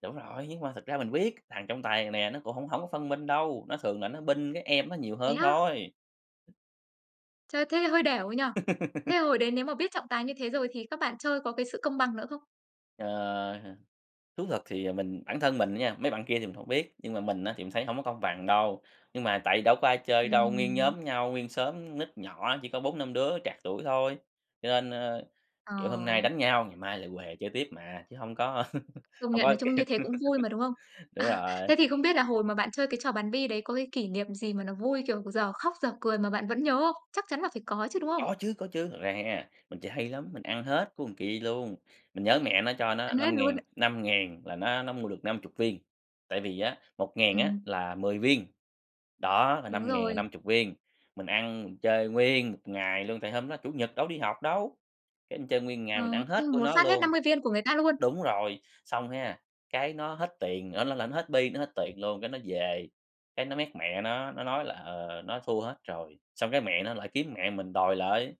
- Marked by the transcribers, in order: tapping; laugh; laugh; laughing while speaking: "kiểu"; laugh; laughing while speaking: "À"; other background noise
- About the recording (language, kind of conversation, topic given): Vietnamese, podcast, Hồi nhỏ, bạn và đám bạn thường chơi những trò gì?